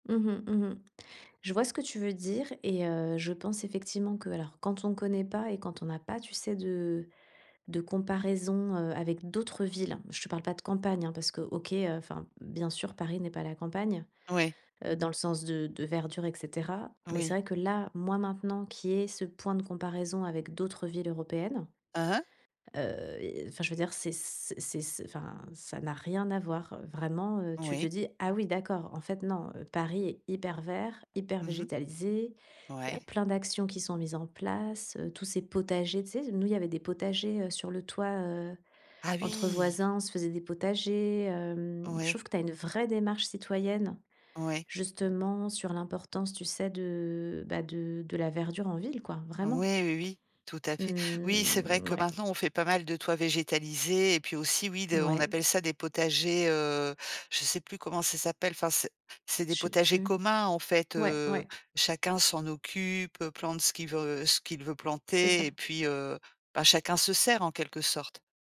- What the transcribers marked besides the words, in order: drawn out: "Mmh"
- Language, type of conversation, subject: French, podcast, Comment vous rapprochez-vous de la nature en ville ?